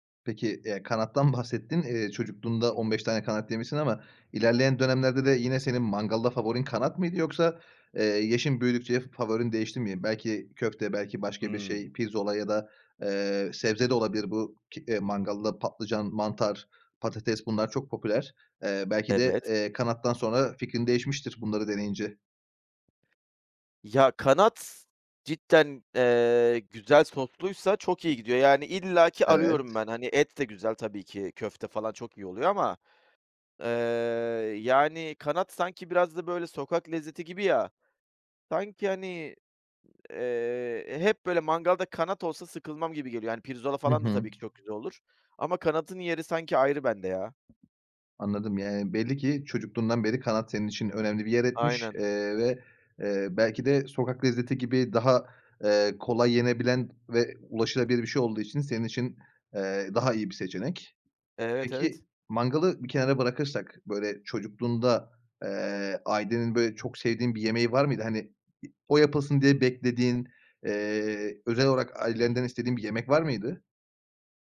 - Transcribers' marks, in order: other background noise; tapping
- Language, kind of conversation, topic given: Turkish, podcast, Çocukluğundaki en unutulmaz yemek anını anlatır mısın?